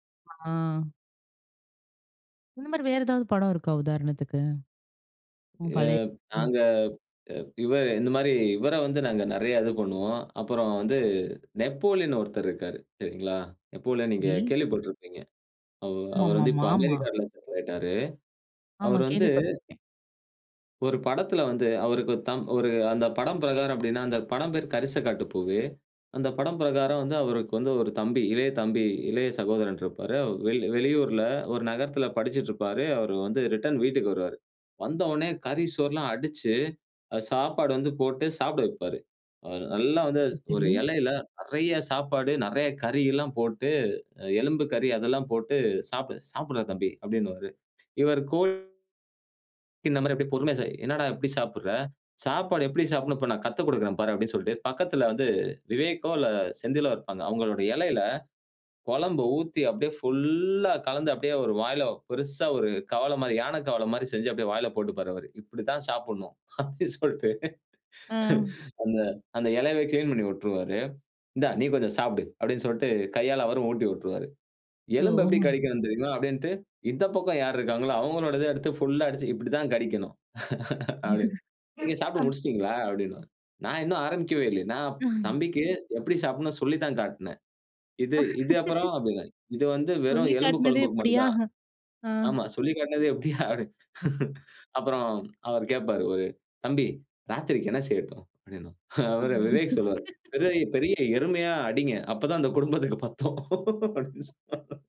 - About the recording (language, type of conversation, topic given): Tamil, podcast, பழைய சினிமா நாயகர்களின் பாணியை உங்களின் கதாப்பாத்திரத்தில் இணைத்த அனுபவத்தைப் பற்றி சொல்ல முடியுமா?
- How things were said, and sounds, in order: in English: "செட்டில்"; other background noise; in English: "ரிட்டர்ன்"; tapping; laughing while speaking: "அப்படின்னு சொல்லிட்டு"; laugh; laughing while speaking: "இப்படித்தான் கடிக்கணும் அப்படி"; chuckle; laugh; laughing while speaking: "ஆமா சொல்லி காட்டினது இப்படியா"; laugh; laughing while speaking: "அவரை விவேக் சொல்லுவாரு. பெரிய பெரிய எருமையா அடிங்க. அப்பதான அந்த குடுப்பதுக்கு பத்தும்"